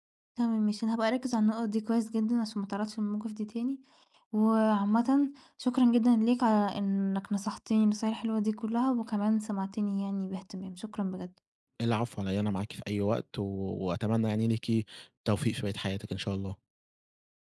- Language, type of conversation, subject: Arabic, advice, ليه بتلاقيني بتورّط في علاقات مؤذية كتير رغم إني عايز أبطل؟
- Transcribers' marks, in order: none